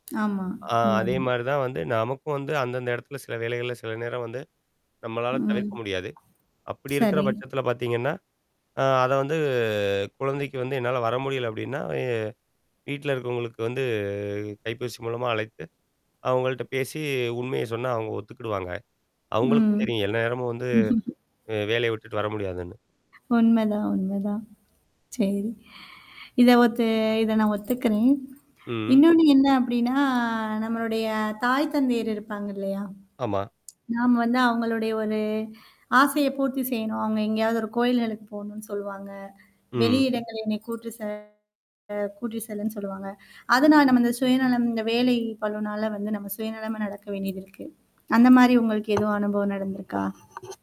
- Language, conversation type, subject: Tamil, podcast, வேலைக்கும் தனிப்பட்ட வாழ்க்கைக்கும் சமநிலையை காக்க எளிய வழிகள் என்ன?
- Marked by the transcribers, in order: static; lip smack; other noise; distorted speech; chuckle; tsk; unintelligible speech; tapping